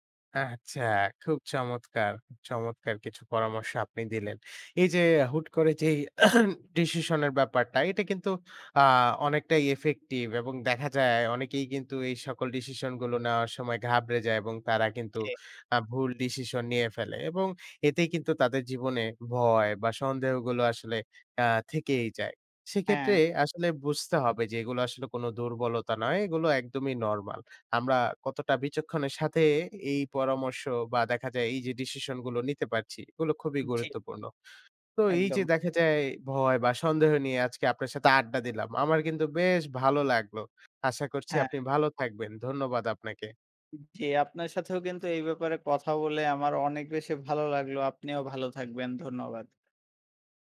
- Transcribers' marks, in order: throat clearing; in English: "ইফেক্টিভ"
- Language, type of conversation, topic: Bengali, podcast, তুমি কীভাবে নিজের ভয় বা সন্দেহ কাটাও?